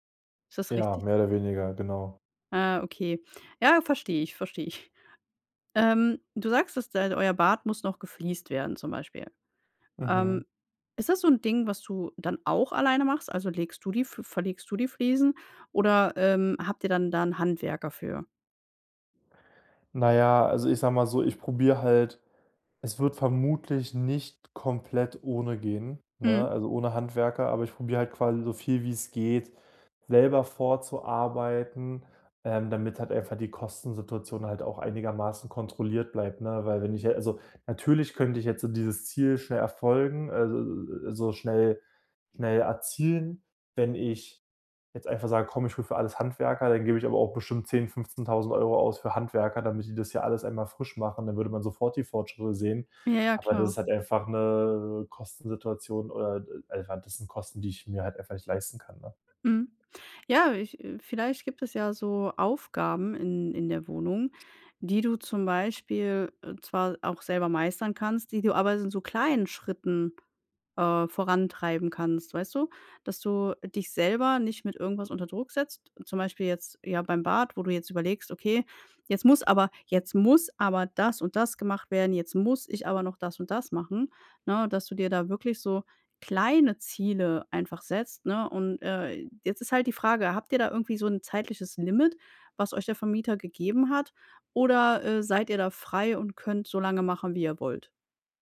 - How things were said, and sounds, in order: other background noise; snort; "jetzt" said as "jetze"
- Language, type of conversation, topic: German, advice, Wie kann ich meine Fortschritte verfolgen, ohne mich überfordert zu fühlen?